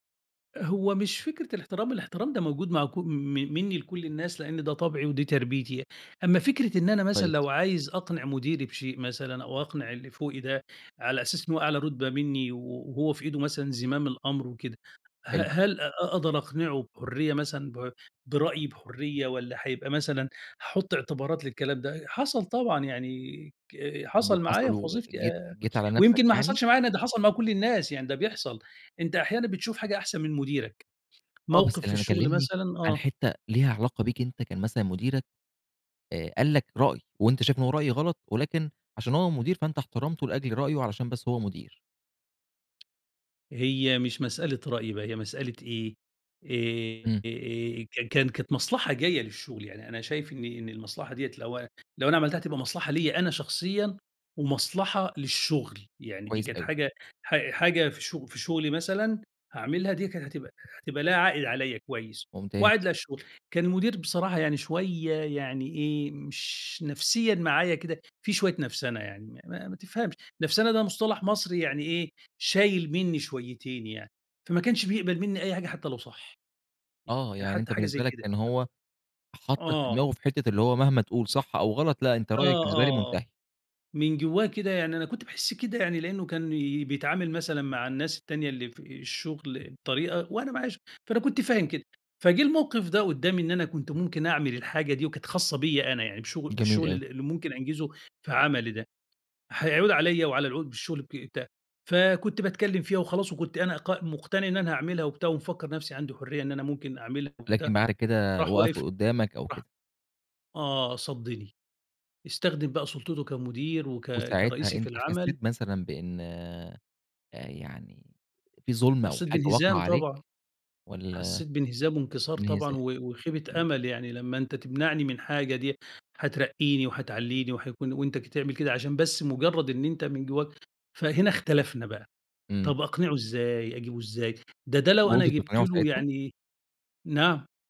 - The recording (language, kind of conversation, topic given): Arabic, podcast, إزاي بتحافظ على احترام الكِبير وفي نفس الوقت بتعبّر عن رأيك بحرية؟
- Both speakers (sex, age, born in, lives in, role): male, 25-29, Egypt, Egypt, host; male, 50-54, Egypt, Egypt, guest
- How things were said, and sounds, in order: tapping